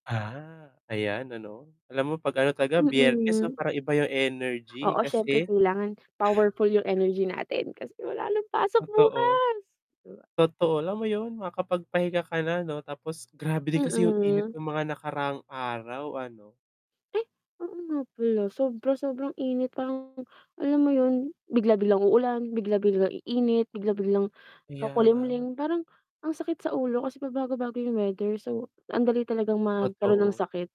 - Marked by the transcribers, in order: static; other animal sound; tapping; distorted speech
- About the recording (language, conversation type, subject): Filipino, unstructured, Bakit maraming tao ang natatakot na magbukas ng kanilang damdamin?